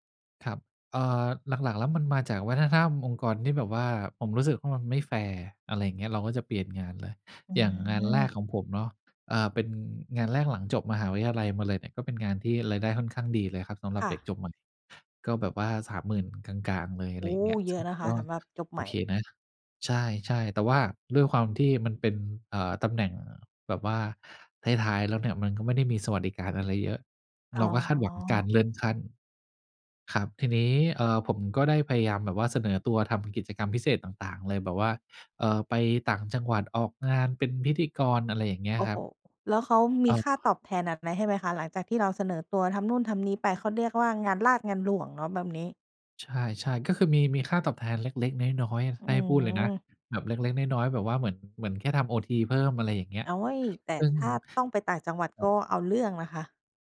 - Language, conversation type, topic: Thai, podcast, ถ้าคิดจะเปลี่ยนงาน ควรเริ่มจากตรงไหนดี?
- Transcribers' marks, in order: other background noise